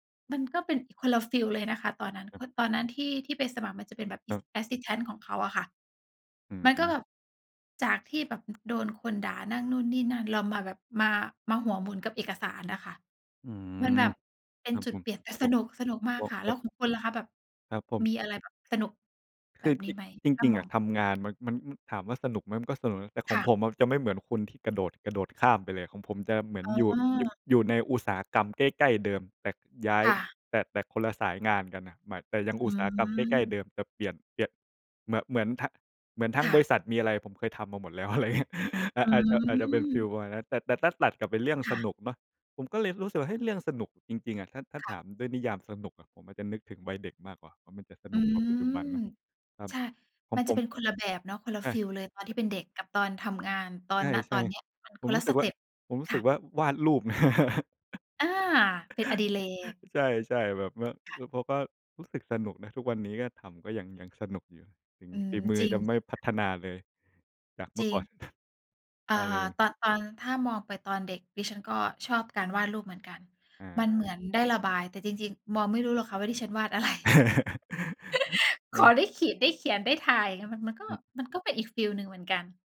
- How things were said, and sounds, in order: in English: "Assistant"; laughing while speaking: "อะไรอย่างเงี้ย"; tapping; laugh; laugh; laughing while speaking: "อะไร"; laugh
- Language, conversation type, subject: Thai, unstructured, การเรียนรู้ที่สนุกที่สุดในชีวิตของคุณคืออะไร?